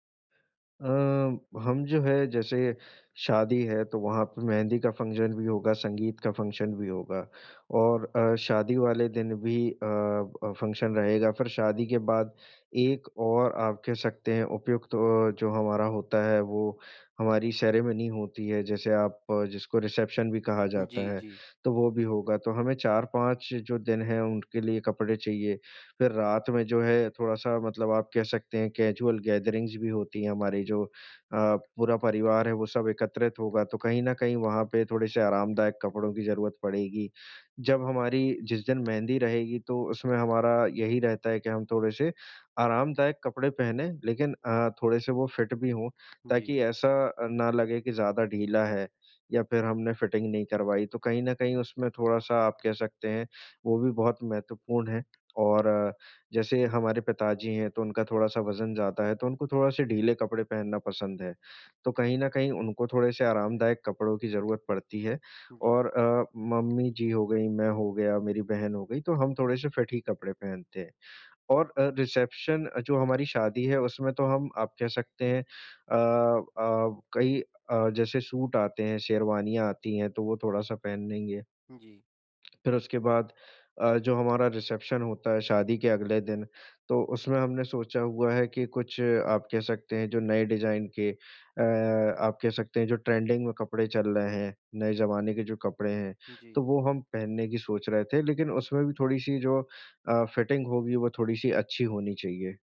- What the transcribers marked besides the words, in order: in English: "फ़ंक्शन"; in English: "फ़ंक्शन"; in English: "फ़ंक्शन"; in English: "सेरेमनी"; in English: "कैज़ुअल गैदरिंग्स"; in English: "फिट"; in English: "फिटिंग"; in English: "फिट"; tapping; in English: "ट्रेंडिंग"; in English: "फिटिंग"
- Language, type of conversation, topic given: Hindi, advice, किसी खास मौके के लिए कपड़े और पहनावा चुनते समय दुविधा होने पर मैं क्या करूँ?